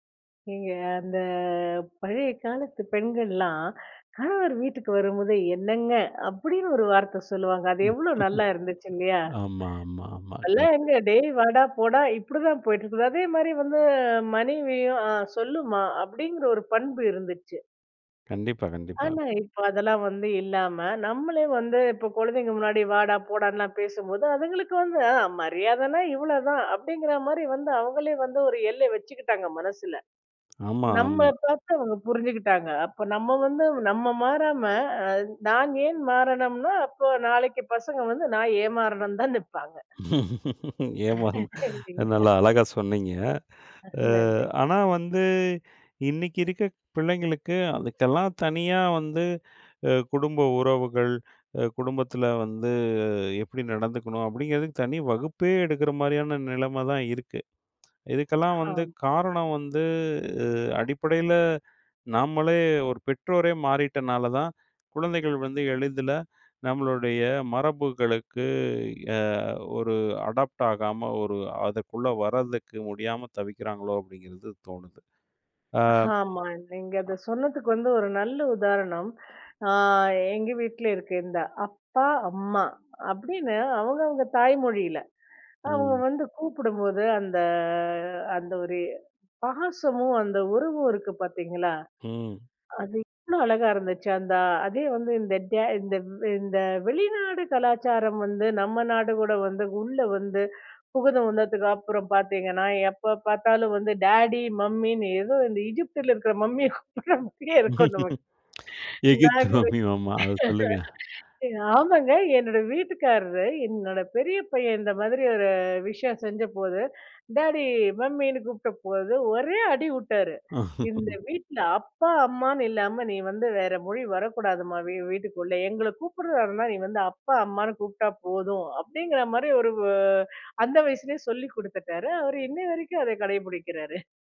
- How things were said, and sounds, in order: laugh; laugh; other background noise; laughing while speaking: "எஜிப்தில இருக்கற மம்மிய கூப்பிடுற மாதிரியே இருக்கும் நமக்கு"; laugh; laugh
- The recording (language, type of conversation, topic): Tamil, podcast, இப்போது பெற்றோரும் பிள்ளைகளும் ஒருவருடன் ஒருவர் பேசும் முறை எப்படி இருக்கிறது?